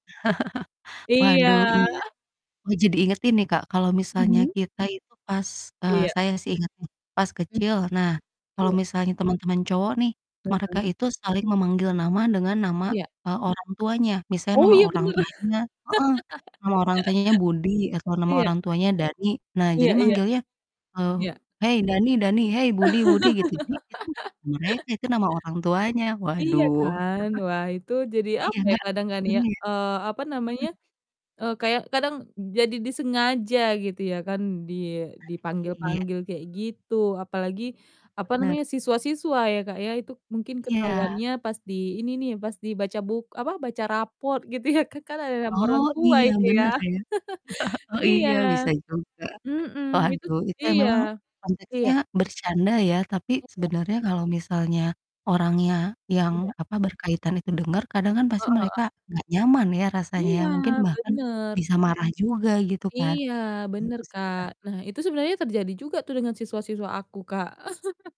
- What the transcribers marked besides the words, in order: chuckle; distorted speech; chuckle; laugh; laugh; chuckle; static; chuckle; laughing while speaking: "ya"; chuckle; laugh
- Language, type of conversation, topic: Indonesian, unstructured, Apakah kamu pernah merasa marah karena identitasmu dipelesetkan?
- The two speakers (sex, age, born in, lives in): female, 25-29, Indonesia, Indonesia; female, 35-39, Indonesia, Indonesia